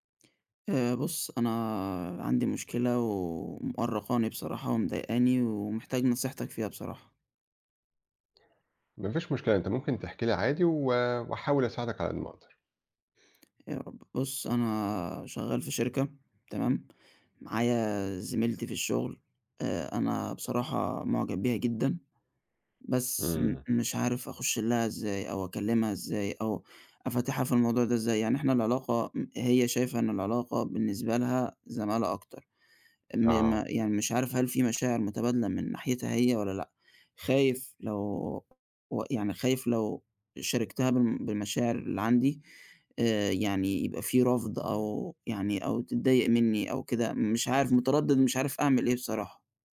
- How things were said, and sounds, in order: none
- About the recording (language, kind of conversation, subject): Arabic, advice, إزاي أقدر أتغلب على ترددي إني أشارك مشاعري بجد مع شريكي العاطفي؟
- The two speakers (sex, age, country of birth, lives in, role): male, 20-24, United Arab Emirates, Egypt, user; male, 40-44, Egypt, Portugal, advisor